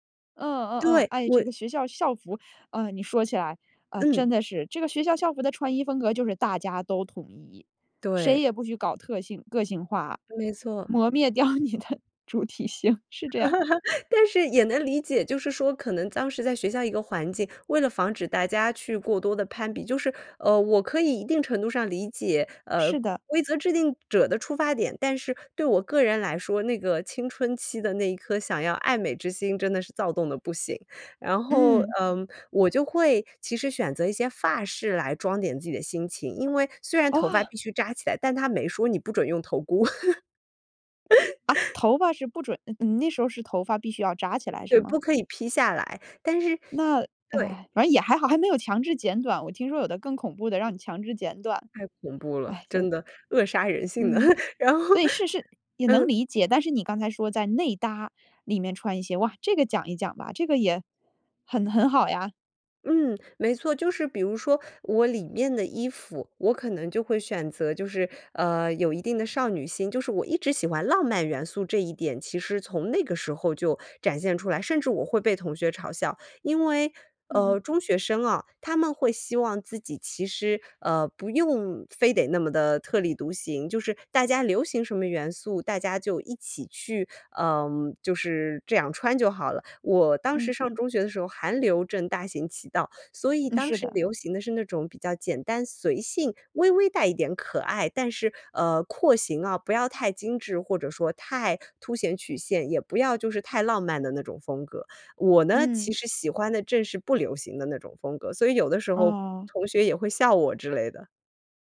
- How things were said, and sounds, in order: laughing while speaking: "你的主体性，是这样"; chuckle; other background noise; laugh; chuckle; laughing while speaking: "然后"; chuckle
- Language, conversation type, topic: Chinese, podcast, 你觉得你的穿衣风格在传达什么信息？